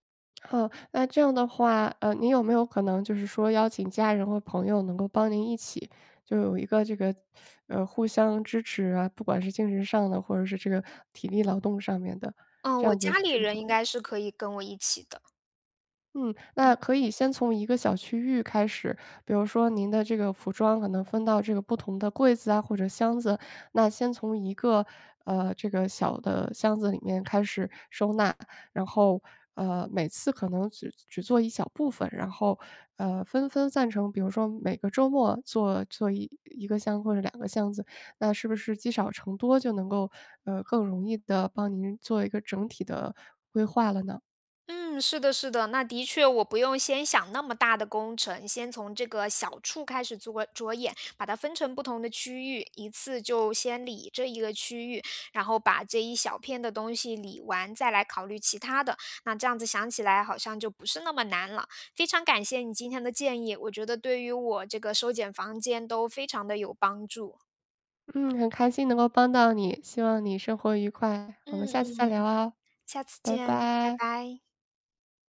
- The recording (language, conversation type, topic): Chinese, advice, 怎样才能长期维持简约生活的习惯？
- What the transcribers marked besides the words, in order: tapping; teeth sucking